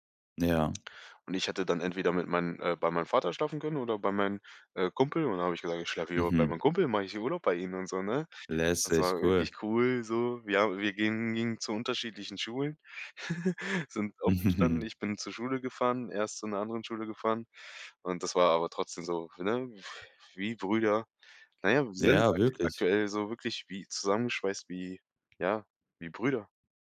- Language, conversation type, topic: German, podcast, Welche Freundschaft ist mit den Jahren stärker geworden?
- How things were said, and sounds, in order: chuckle; giggle